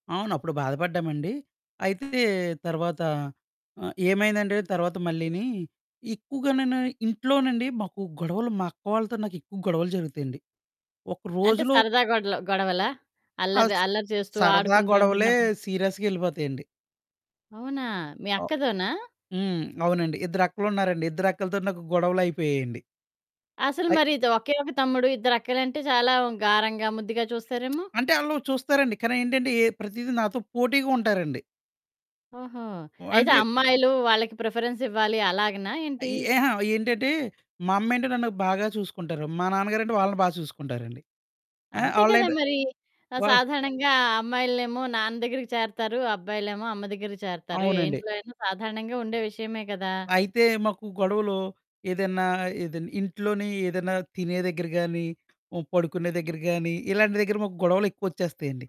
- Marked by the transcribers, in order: other background noise; lip smack; static
- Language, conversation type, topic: Telugu, podcast, గొడవల తర్వాత మళ్లీ నమ్మకాన్ని ఎలా తిరిగి సాధించుకోవాలి?